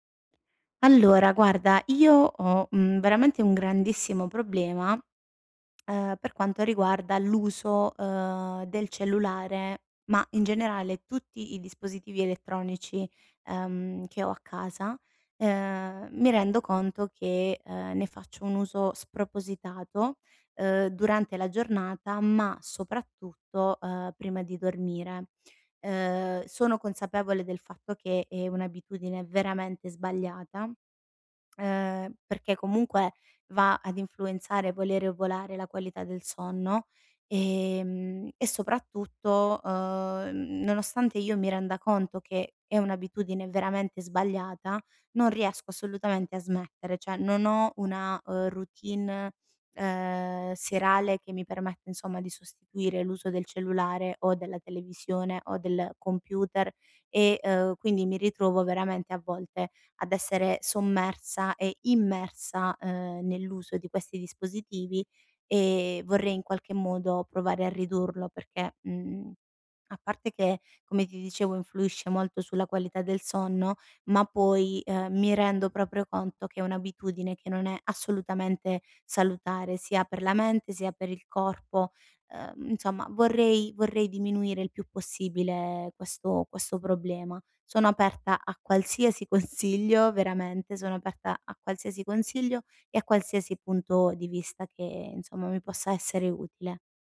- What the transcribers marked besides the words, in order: other background noise; lip smack; "Cioè" said as "ceh"; laughing while speaking: "consiglio"
- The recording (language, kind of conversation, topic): Italian, advice, Come posso ridurre il tempo davanti agli schermi prima di andare a dormire?